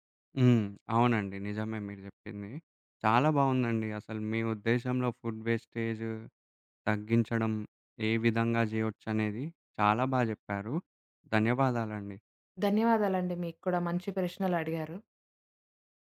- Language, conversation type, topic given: Telugu, podcast, ఆహార వృథాను తగ్గించడానికి ఇంట్లో సులభంగా పాటించగల మార్గాలు ఏమేమి?
- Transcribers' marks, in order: other background noise